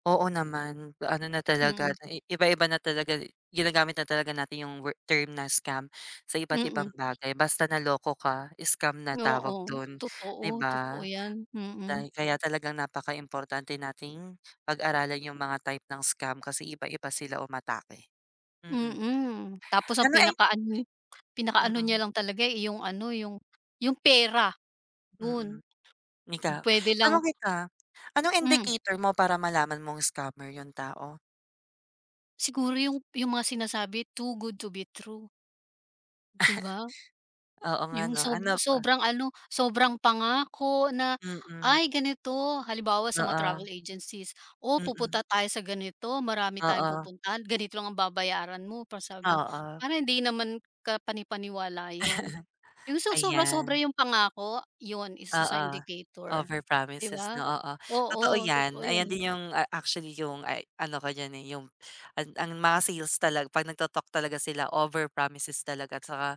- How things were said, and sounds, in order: background speech; in English: "too good to be true"; chuckle; laugh; other background noise
- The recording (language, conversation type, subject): Filipino, unstructured, Bakit sa tingin mo maraming tao ang nabibiktima ng mga panlilinlang tungkol sa pera?